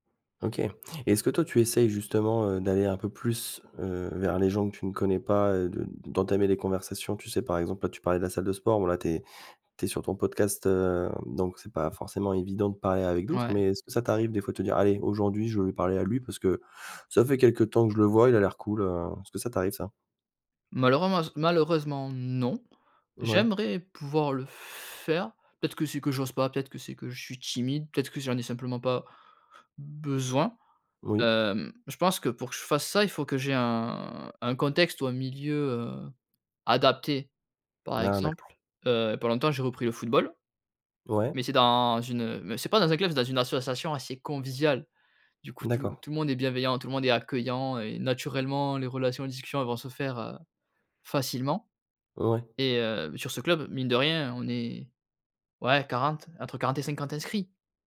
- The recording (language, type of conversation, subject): French, podcast, Comment cultives-tu ta curiosité au quotidien ?
- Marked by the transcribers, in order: none